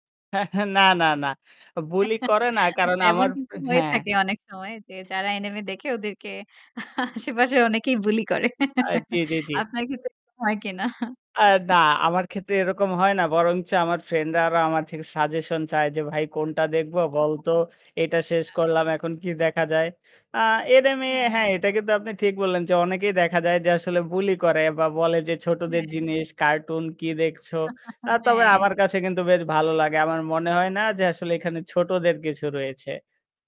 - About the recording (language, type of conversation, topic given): Bengali, podcast, তুমি কেন কোনো সিনেমা বারবার দেখো?
- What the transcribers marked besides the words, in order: chuckle; static; giggle; laughing while speaking: "আচ্ছা এমন কিন্তু হয়ে থাকে … এরকম হয় কিনা?"; other background noise; giggle; laugh; distorted speech; laugh